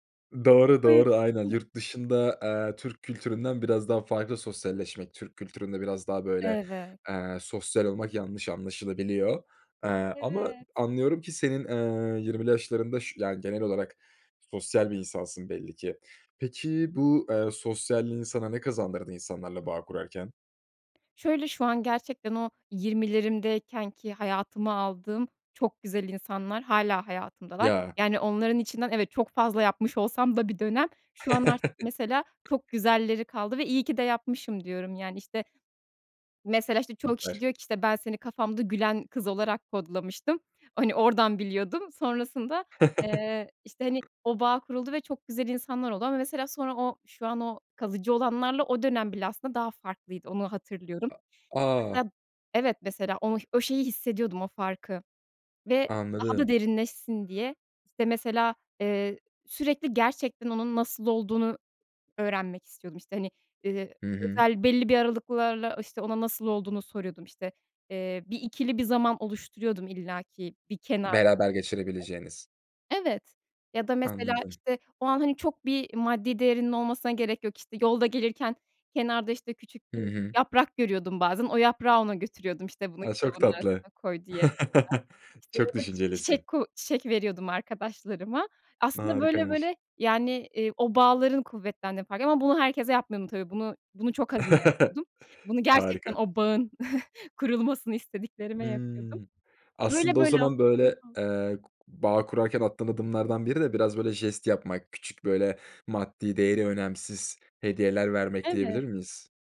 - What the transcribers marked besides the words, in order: unintelligible speech; other background noise; chuckle; tapping; chuckle; unintelligible speech; chuckle; unintelligible speech; chuckle; giggle; unintelligible speech
- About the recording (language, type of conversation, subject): Turkish, podcast, İnsanlarla bağ kurmak için hangi adımları önerirsin?